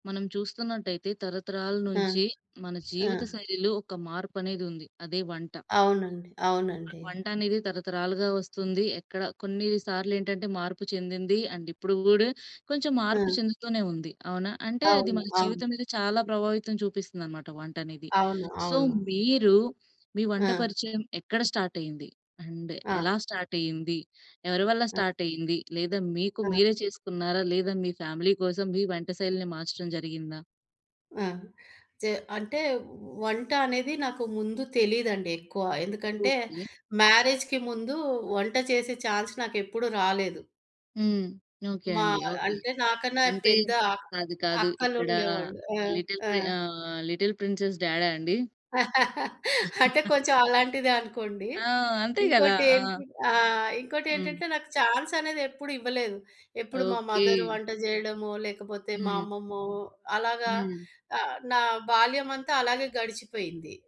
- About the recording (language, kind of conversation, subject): Telugu, podcast, మీ కుటుంబ వంటశైలి మీ జీవితాన్ని ఏ విధంగా ప్రభావితం చేసిందో చెప్పగలరా?
- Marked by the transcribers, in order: other background noise; tapping; in English: "అండ్"; in English: "సో"; in English: "అండ్"; in English: "ఫ్యామిలీ"; in English: "మ్యారేజ్‌కి"; in English: "ఛాన్స్"; in English: "లిటిల్"; in English: "లిటిల్ ప్రిన్సెస్"; laugh; chuckle